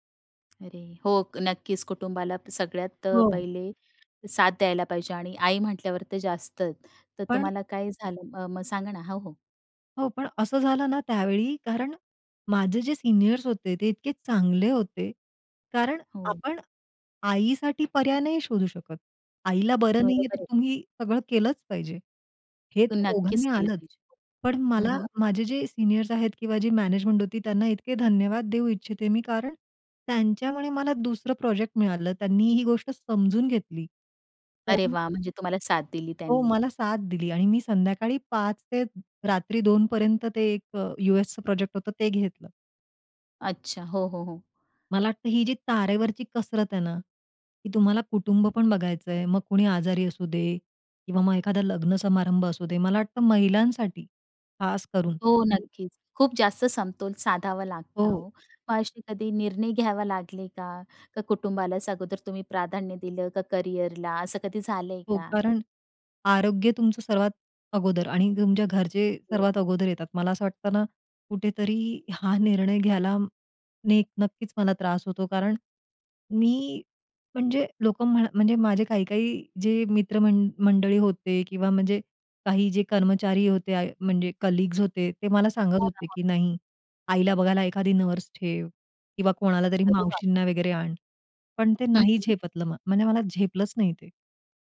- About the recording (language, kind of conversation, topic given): Marathi, podcast, कुटुंब आणि करिअर यांच्यात कसा समतोल साधता?
- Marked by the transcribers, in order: tapping; other noise; in English: "कलीग्स"